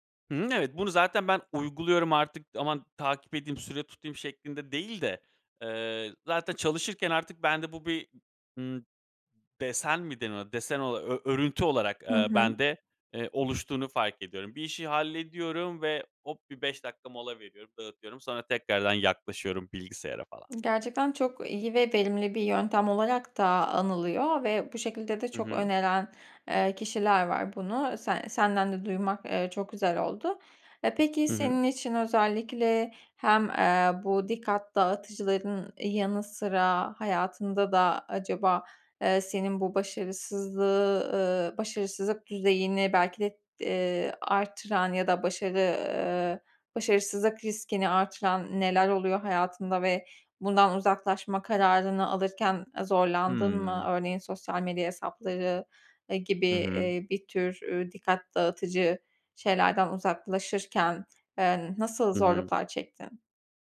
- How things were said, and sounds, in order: other background noise
- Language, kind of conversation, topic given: Turkish, podcast, Gelen bilgi akışı çok yoğunken odaklanmanı nasıl koruyorsun?